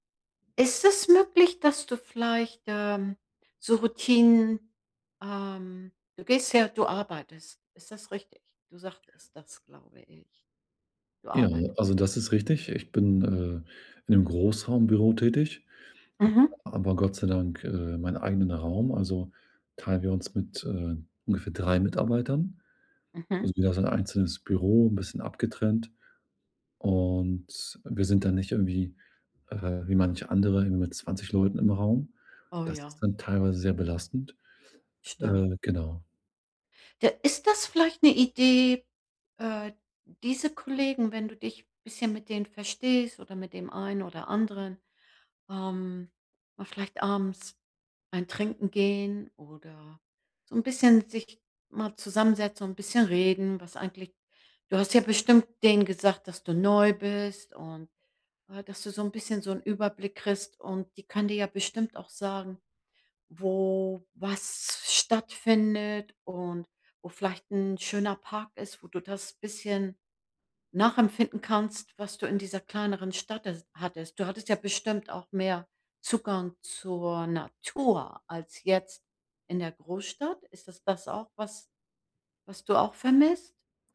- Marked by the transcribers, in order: other noise
- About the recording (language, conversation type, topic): German, advice, Wie kann ich beim Umzug meine Routinen und meine Identität bewahren?